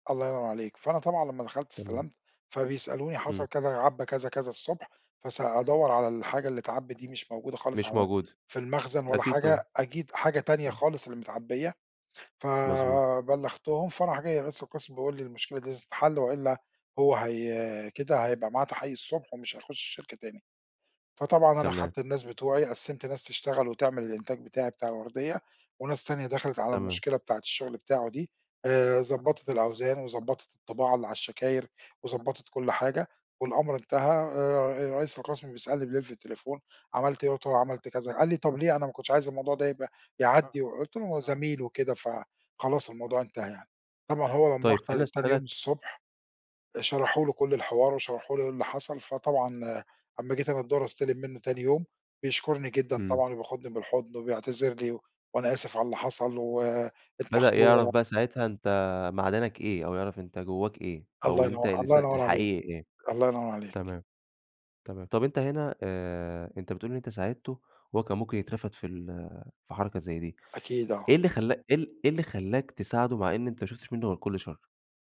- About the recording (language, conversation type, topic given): Arabic, podcast, إزاي تتعامل مع زمايلك اللي التعامل معاهم صعب في الشغل؟
- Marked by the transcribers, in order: other background noise